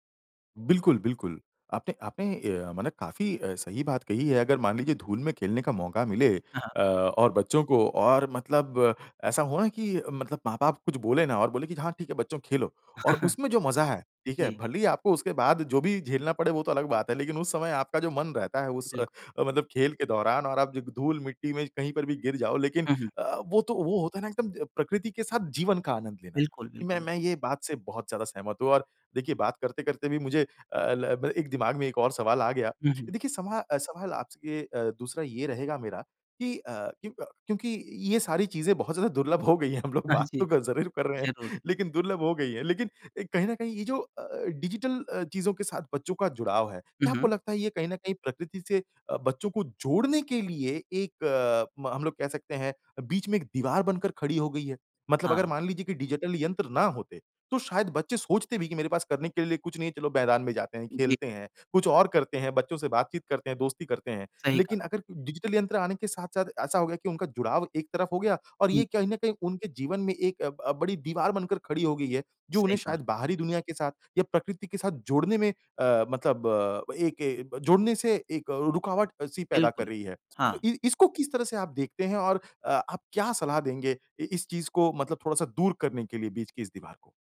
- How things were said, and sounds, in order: chuckle; laughing while speaking: "गई हैं, हम लोग बात … हो गई हैं"
- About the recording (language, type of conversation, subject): Hindi, podcast, बच्चों को प्रकृति से जोड़े रखने के प्रभावी तरीके